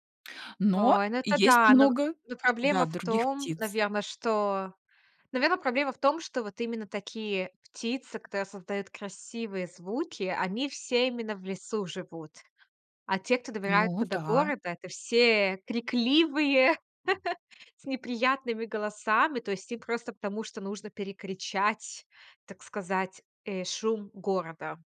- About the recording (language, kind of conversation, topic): Russian, podcast, Какой звук природы кажется тебе самым медитативным и почему?
- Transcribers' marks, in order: tapping; chuckle; other background noise